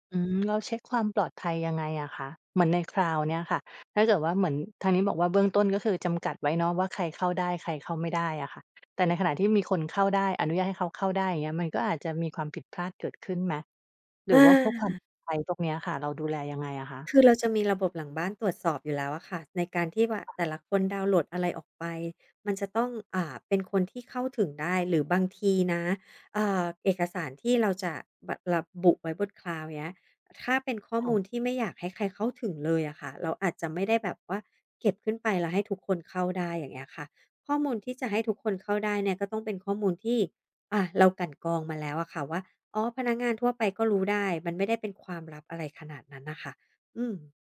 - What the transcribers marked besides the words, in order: tapping
- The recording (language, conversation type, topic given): Thai, podcast, จะใช้แอปสำหรับทำงานร่วมกับทีมอย่างไรให้การทำงานราบรื่น?